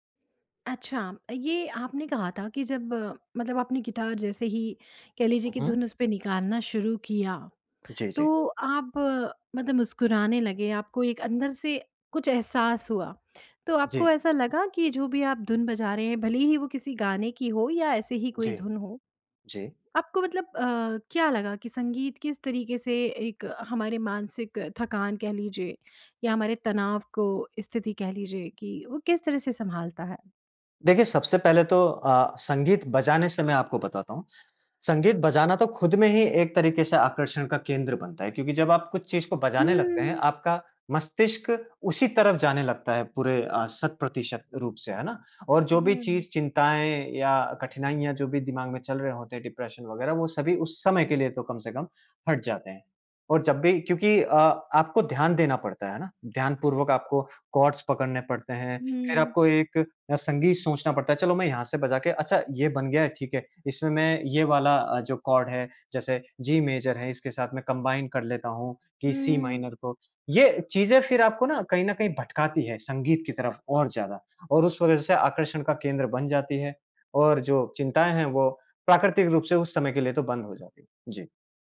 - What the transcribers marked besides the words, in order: in English: "कॉर्ड्स"; in English: "कॉर्ड"; in English: "जी मेजर"; in English: "कंबाइन"; in English: "सी माइनर"
- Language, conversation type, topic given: Hindi, podcast, ज़िंदगी के किस मोड़ पर संगीत ने आपको संभाला था?